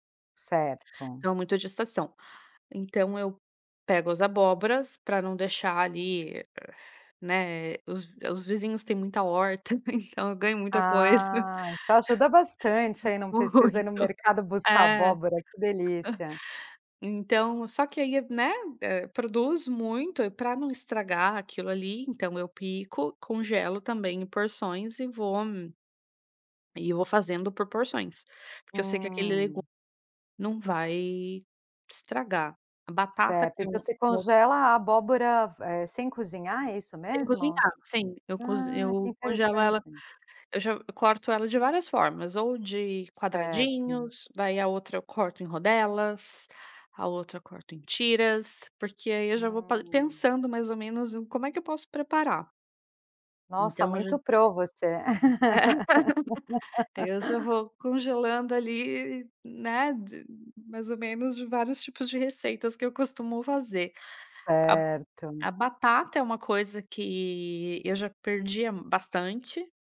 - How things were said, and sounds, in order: chuckle; chuckle; laughing while speaking: "muito"; other noise; laugh
- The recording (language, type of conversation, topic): Portuguese, podcast, Como evitar o desperdício na cozinha do dia a dia?